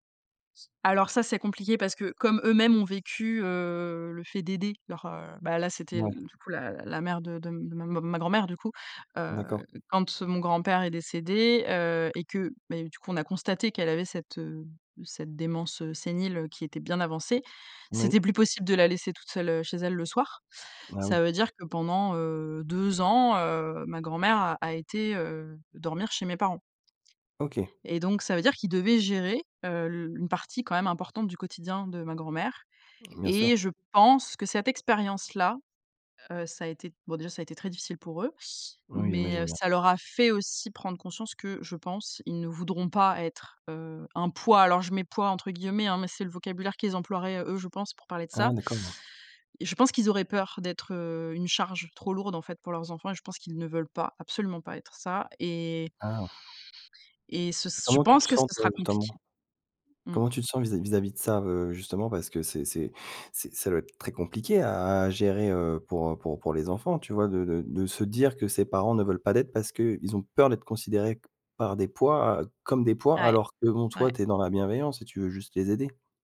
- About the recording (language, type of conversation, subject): French, podcast, Comment est-ce qu’on aide un parent qui vieillit, selon toi ?
- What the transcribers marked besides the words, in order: stressed: "fait"; stressed: "pas"; stressed: "poids"; stressed: "pense"; stressed: "dire"; stressed: "peur"